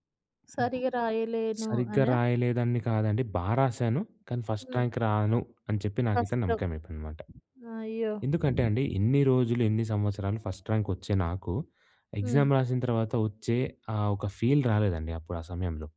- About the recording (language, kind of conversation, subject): Telugu, podcast, విఫలమైనప్పుడు మీరు ఏ పాఠం నేర్చుకున్నారు?
- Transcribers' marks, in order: in English: "ఫస్ట్ ర్యాంక్"; in English: "ఫస్ట్"; in English: "ఫస్ట్"; in English: "ఎగ్జామ్"; in English: "ఫీల్"